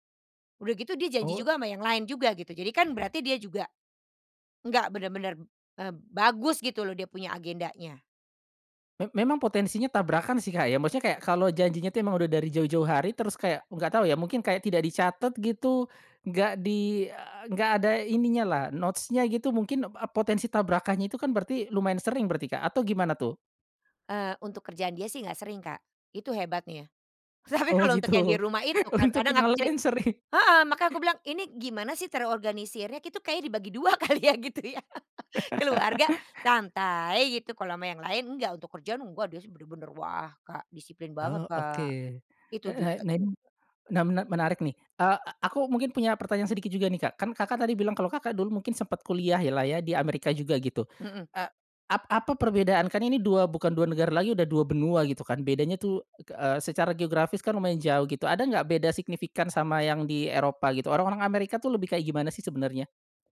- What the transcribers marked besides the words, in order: in English: "notes-nya"; laughing while speaking: "tapi"; laughing while speaking: "Oh, gitu"; chuckle; other background noise; "kenalan" said as "kenalain"; laughing while speaking: "sering"; chuckle; "Itu" said as "kituk"; laughing while speaking: "kali ya gitu ya"; laugh; tapping
- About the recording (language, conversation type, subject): Indonesian, podcast, Pernahkah kamu mengalami stereotip budaya, dan bagaimana kamu meresponsnya?